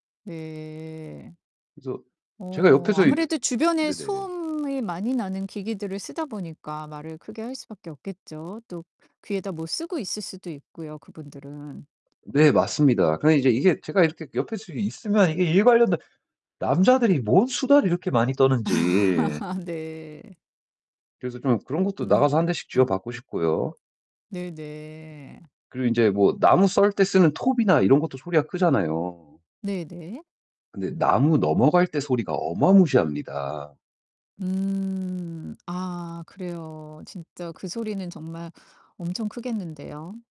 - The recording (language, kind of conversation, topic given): Korean, advice, 공유 사무실이나 집에서 외부 방해 때문에 집중이 안 될 때 어떻게 하면 좋을까요?
- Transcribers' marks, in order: distorted speech; tapping; laugh; other background noise